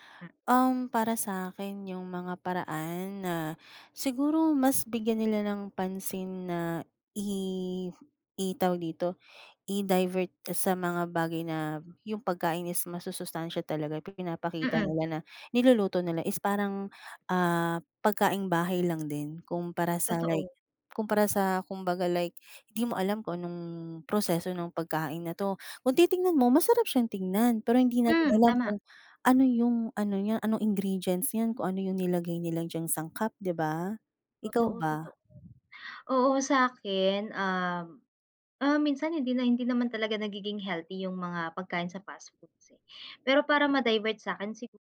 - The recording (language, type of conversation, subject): Filipino, unstructured, Pabor ka ba sa pagkain ng mabilisang pagkain kahit alam mong hindi ito masustansiya?
- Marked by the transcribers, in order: none